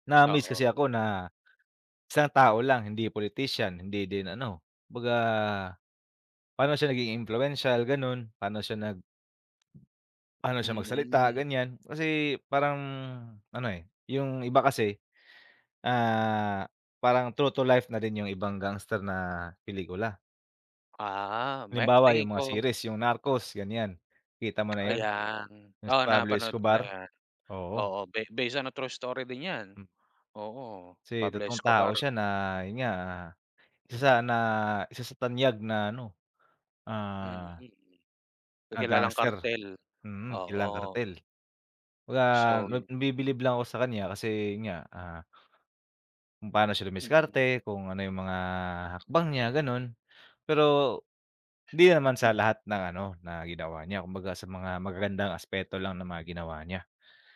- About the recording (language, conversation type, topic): Filipino, unstructured, Ano ang paborito mong uri ng pelikula, at bakit?
- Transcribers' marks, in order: tapping; other background noise